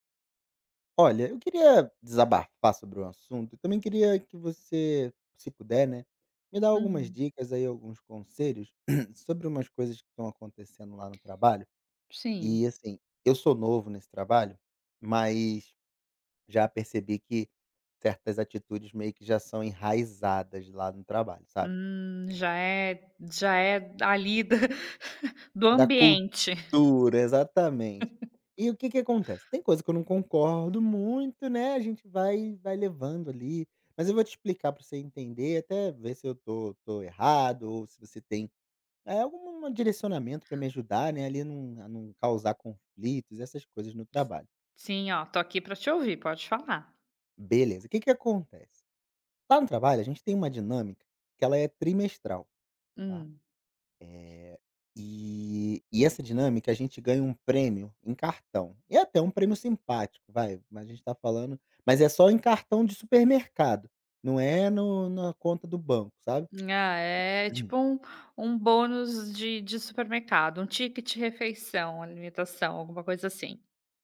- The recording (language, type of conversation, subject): Portuguese, advice, Como descrever a pressão no trabalho para aceitar horas extras por causa da cultura da empresa?
- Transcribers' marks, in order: tapping; throat clearing; chuckle; laugh; other background noise; throat clearing